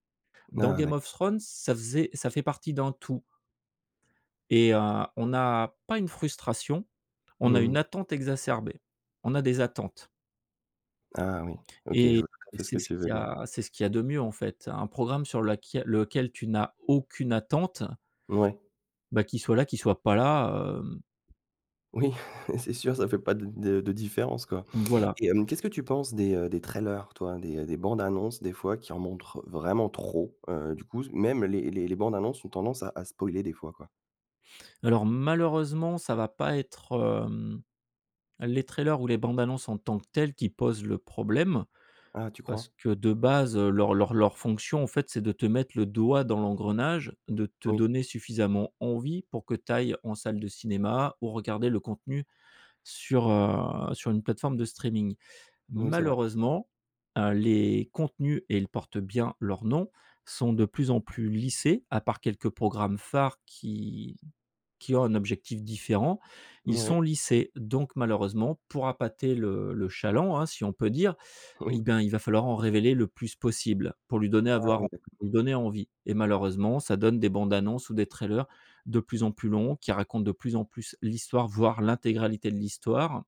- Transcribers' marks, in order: laughing while speaking: "Oui, c'est sûr, ça fait pas de d de différence quoi"; in English: "trailers"; stressed: "trop"; in English: "trailers"; laughing while speaking: "Oui"; other background noise; in English: "trailers"
- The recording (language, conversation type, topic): French, podcast, Pourquoi les spoilers gâchent-ils tant les séries ?